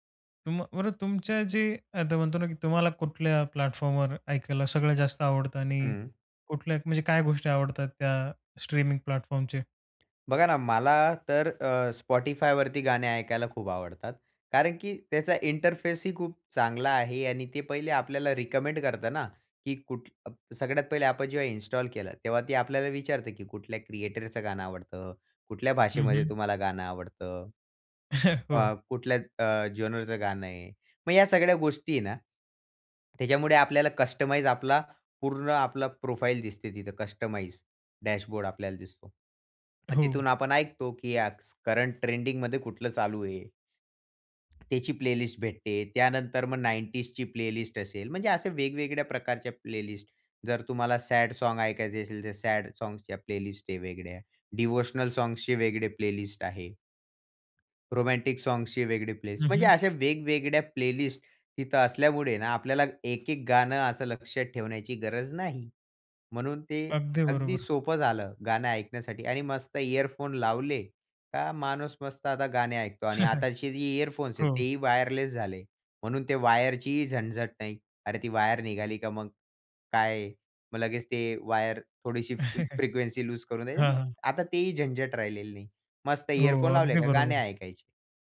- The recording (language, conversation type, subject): Marathi, podcast, मोबाईल आणि स्ट्रीमिंगमुळे संगीत ऐकण्याची सवय कशी बदलली?
- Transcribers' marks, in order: other background noise; in English: "प्लॅटफॉर्मवर"; in English: "प्लॅटफॉर्मचे?"; tapping; in English: "इंटरफेस"; chuckle; in English: "जेनरचं"; in English: "कस्टमाइज"; in English: "प्रोफाइल"; in English: "कस्टमाईज डॅशबोर्ड"; in English: "करंट"; in English: "प्लेलिस्ट"; in English: "नाइंटीजची प्लेलिस्ट"; in English: "प्लेलिस्ट"; in English: "सॅड सॉन्ग"; in English: "सॅड सॉन्गच्या प्लेलिस्ट"; in English: "डिव्होशनल सॉंग्सचे"; in English: "प्लेलिस्ट"; in English: "सॉंग्सचे"; in English: "प्लेलिस्ट"; chuckle; in English: "फ्रिक्वेन्सी लूज"; chuckle